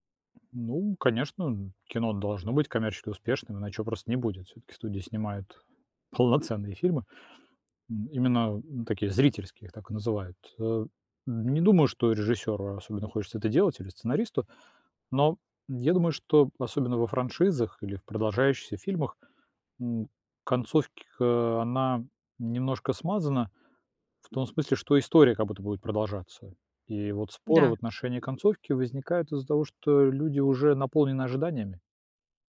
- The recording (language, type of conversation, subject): Russian, podcast, Почему концовки заставляют нас спорить часами?
- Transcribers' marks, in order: other background noise